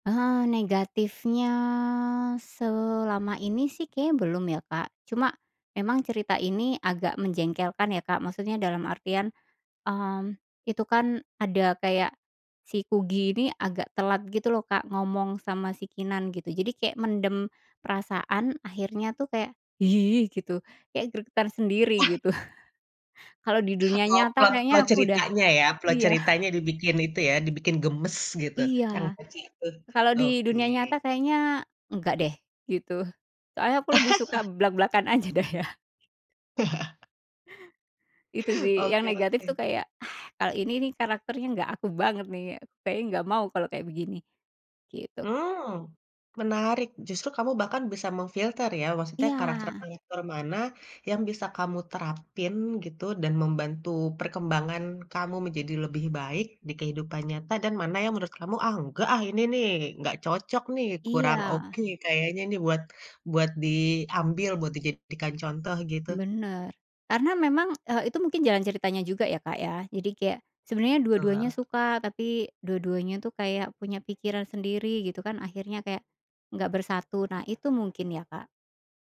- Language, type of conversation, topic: Indonesian, podcast, Kenapa karakter fiksi bisa terasa seperti teman dekat bagi kita?
- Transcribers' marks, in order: drawn out: "negatifnya"; tapping; grunt; other background noise; laughing while speaking: "gitu"; laugh; laughing while speaking: "iya"; unintelligible speech; chuckle; laughing while speaking: "aja deh ya"; chuckle; in English: "mem-filter"